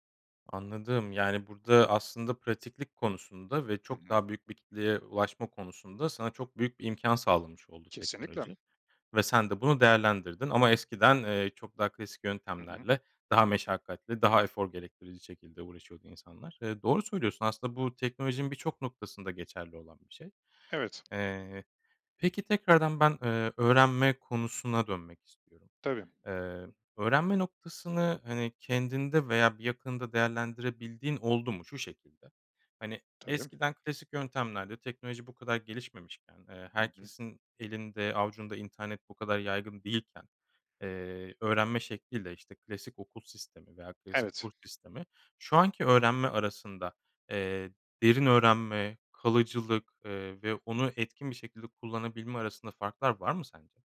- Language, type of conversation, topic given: Turkish, podcast, Teknoloji öğrenme biçimimizi nasıl değiştirdi?
- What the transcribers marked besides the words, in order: other background noise; tapping